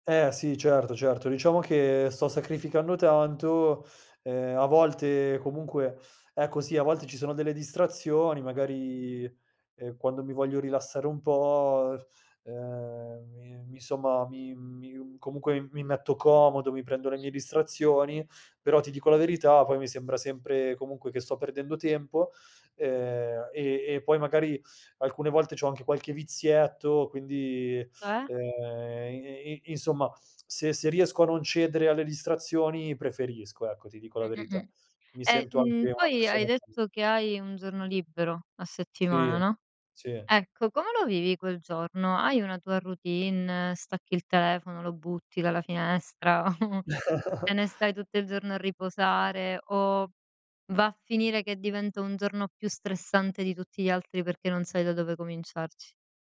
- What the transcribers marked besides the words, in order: lip trill; other background noise; "Cioè" said as "oe"; chuckle; tapping
- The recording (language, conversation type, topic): Italian, podcast, Come gestisci le distrazioni quando devi seguire una routine?